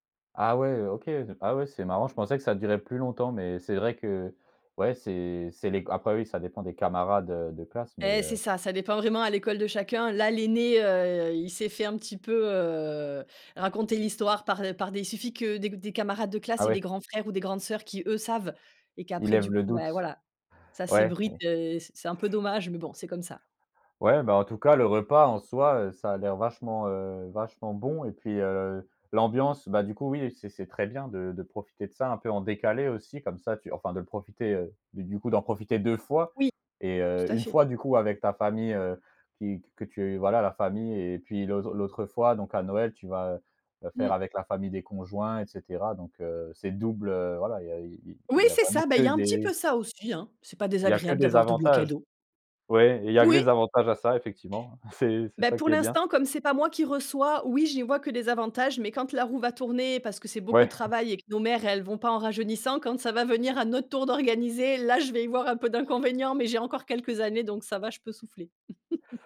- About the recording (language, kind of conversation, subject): French, podcast, Peux-tu raconter une tradition familiale liée au partage des repas ?
- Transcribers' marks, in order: stressed: "eux"; chuckle; chuckle; chuckle